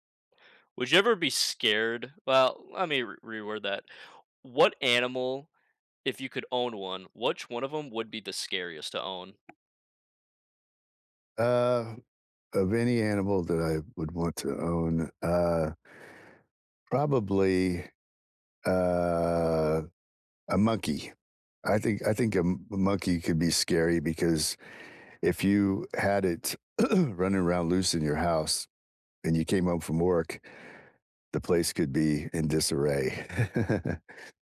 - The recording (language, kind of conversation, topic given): English, unstructured, What makes pets such good companions?
- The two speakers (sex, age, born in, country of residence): male, 20-24, United States, United States; male, 60-64, United States, United States
- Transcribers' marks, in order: tapping; drawn out: "uh"; throat clearing; chuckle